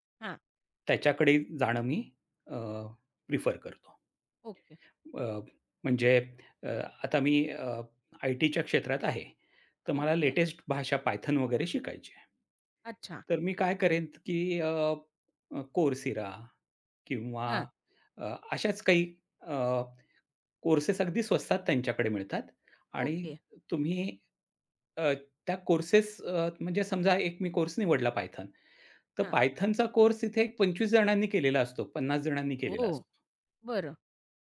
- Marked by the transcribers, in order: none
- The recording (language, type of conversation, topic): Marathi, podcast, कोर्स, पुस्तक किंवा व्हिडिओ कशा प्रकारे निवडता?